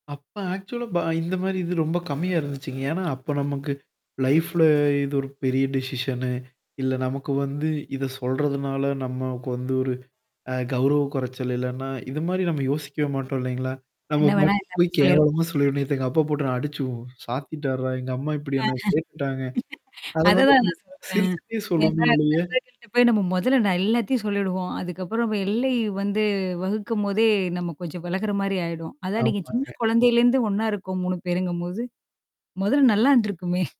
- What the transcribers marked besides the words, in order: mechanical hum; in English: "ஆக்சுவலா"; in English: "லைஃப்ல"; static; in English: "டிசிஷன்னு"; laugh; laughing while speaking: "இருந்திருக்குமே!"
- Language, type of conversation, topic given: Tamil, podcast, நண்பர்களுக்கிடையில் எல்லைகளை வைத்திருக்க வேண்டுமா, வேண்டாமா, ஏன்?